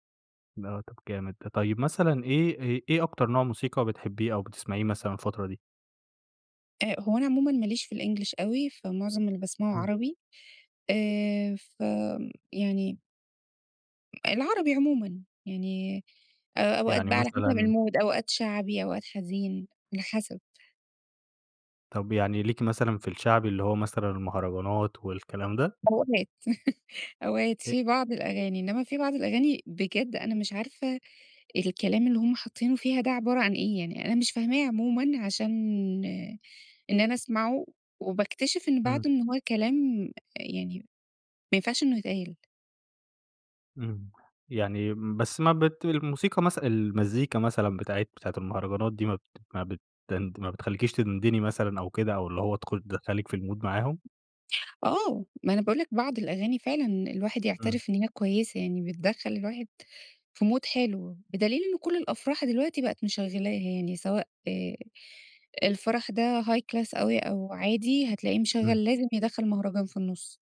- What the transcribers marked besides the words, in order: in English: "الMood"; laugh; in English: "الMood"; in English: "Mood"; in English: "high class"
- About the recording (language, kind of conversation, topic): Arabic, podcast, إيه أول أغنية خلتك تحب الموسيقى؟
- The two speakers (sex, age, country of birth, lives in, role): female, 30-34, Egypt, Egypt, guest; male, 25-29, Egypt, Egypt, host